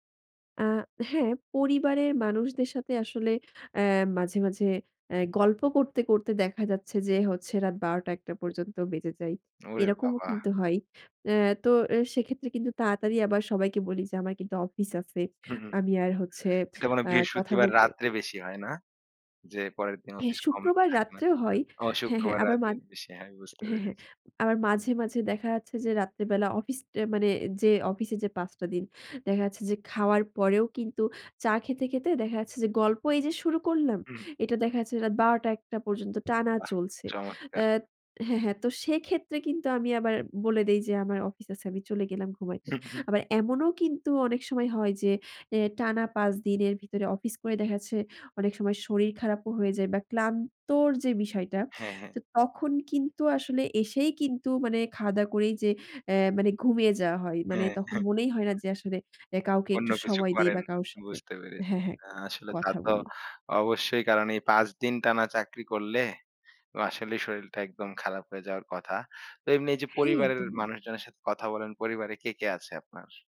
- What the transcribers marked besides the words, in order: other background noise; laughing while speaking: "হুম, হুম"; laughing while speaking: "হ্যাঁ, হ্যাঁ"
- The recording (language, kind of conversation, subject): Bengali, podcast, আপনি কীভাবে নিজের কাজ আর ব্যক্তিগত জীবনের মধ্যে ভারসাম্য বজায় রাখেন?